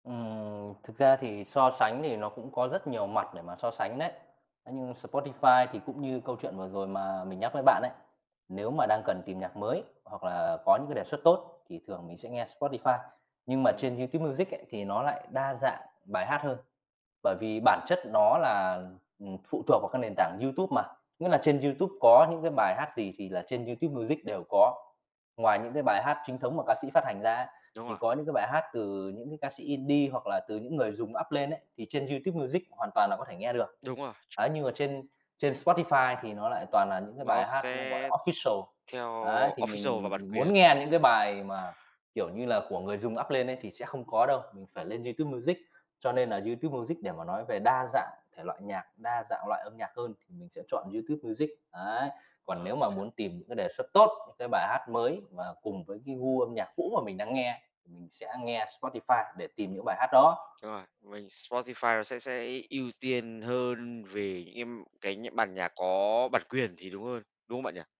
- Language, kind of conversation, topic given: Vietnamese, podcast, Bạn thường phát hiện ra nhạc mới bằng cách nào?
- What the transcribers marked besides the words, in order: in English: "up"; in English: "official"; in English: "official"; in English: "up"